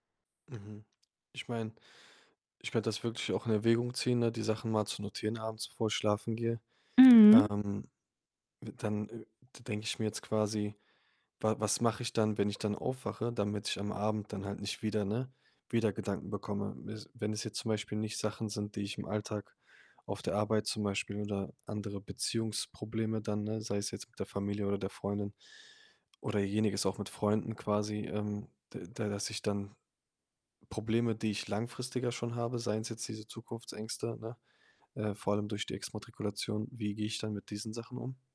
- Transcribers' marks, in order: other background noise; distorted speech; static
- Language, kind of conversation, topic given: German, advice, Wie kann ich zur Ruhe kommen, wenn meine Gedanken vor dem Einschlafen kreisen?